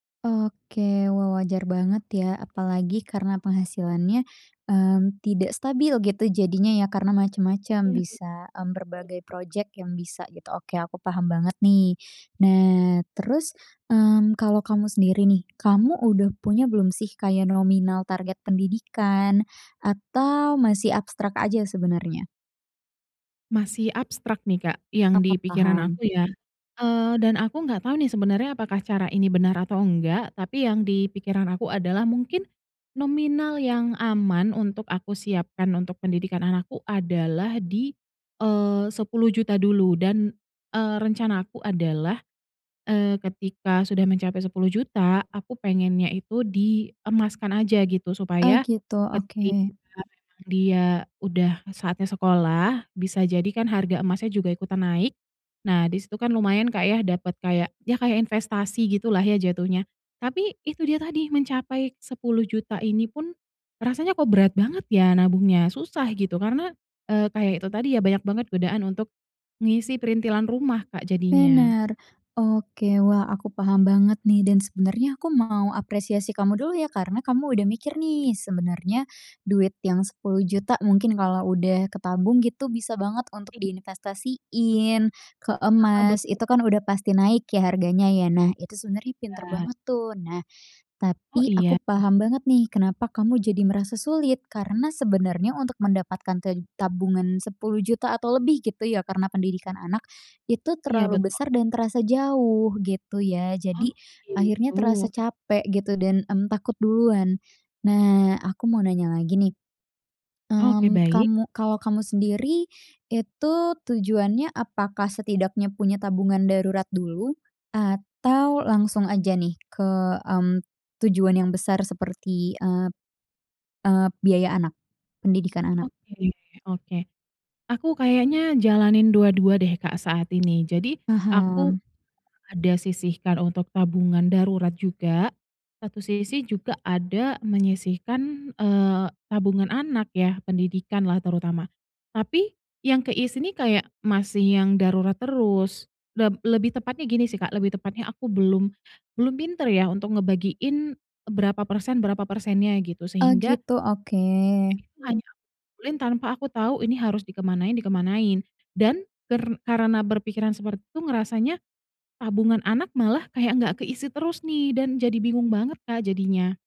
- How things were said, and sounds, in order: unintelligible speech; other background noise
- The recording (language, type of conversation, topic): Indonesian, advice, Kenapa saya sulit menabung untuk tujuan besar seperti uang muka rumah atau biaya pendidikan anak?
- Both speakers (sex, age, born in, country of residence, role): female, 20-24, Indonesia, Indonesia, advisor; female, 30-34, Indonesia, Indonesia, user